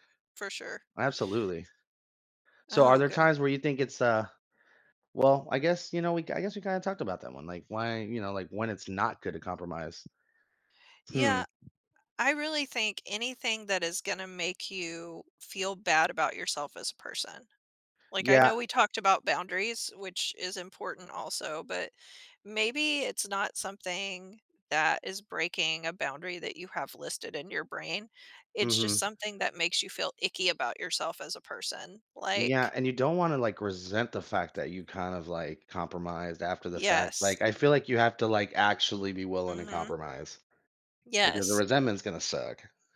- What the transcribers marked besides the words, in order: tapping; other background noise
- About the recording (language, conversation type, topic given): English, unstructured, How do you know when it’s time to compromise?
- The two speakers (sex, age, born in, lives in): female, 45-49, United States, United States; male, 35-39, Dominican Republic, United States